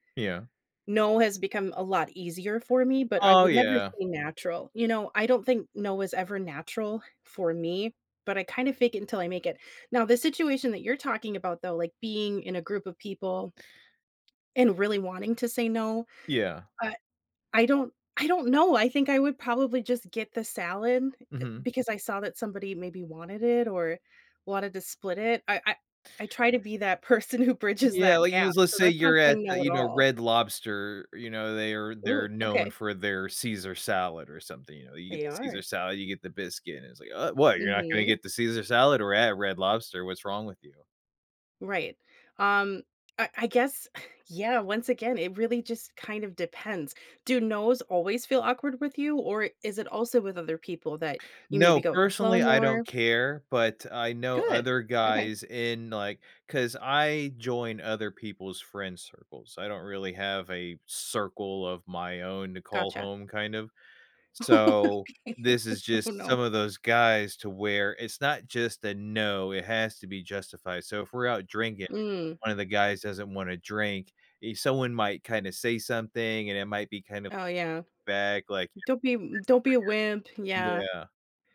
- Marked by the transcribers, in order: tapping; other background noise; laughing while speaking: "person who bridges that gap"; scoff; laughing while speaking: "Okay"; "vague" said as "vag"; background speech
- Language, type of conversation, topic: English, unstructured, How can I make saying no feel less awkward and more natural?